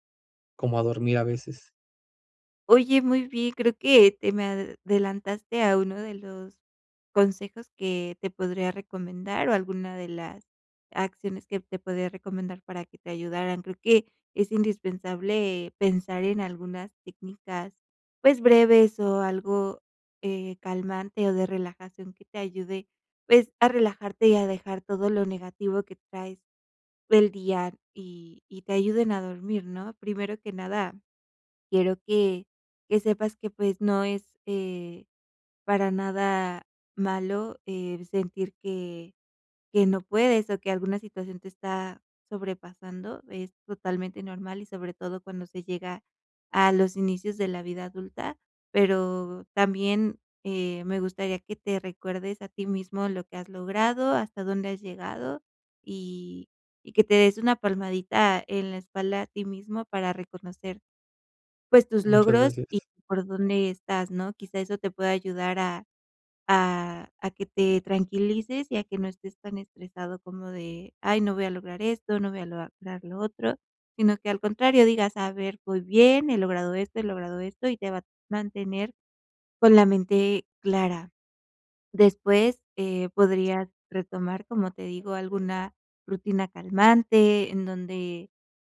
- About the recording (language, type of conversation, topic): Spanish, advice, ¿Cómo puedo dejar de rumiar pensamientos negativos que me impiden dormir?
- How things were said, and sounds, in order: tapping